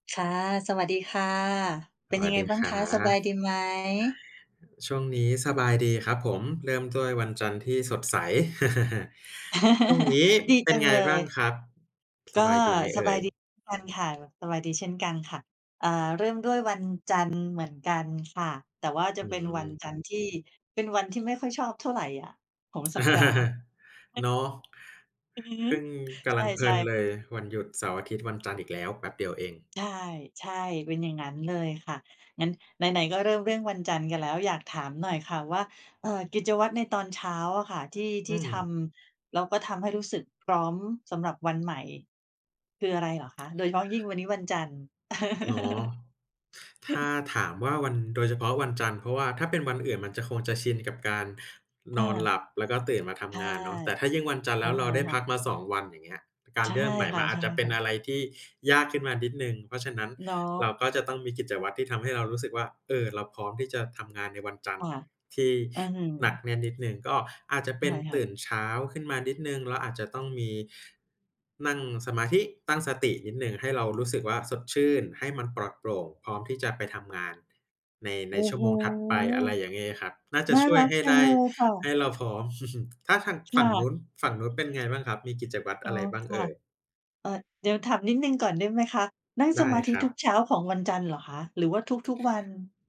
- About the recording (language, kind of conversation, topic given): Thai, unstructured, คุณเริ่มต้นวันใหม่ด้วยกิจวัตรอะไรบ้าง?
- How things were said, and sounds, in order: other background noise; chuckle; stressed: "นี้"; laugh; laugh; tapping; laugh; chuckle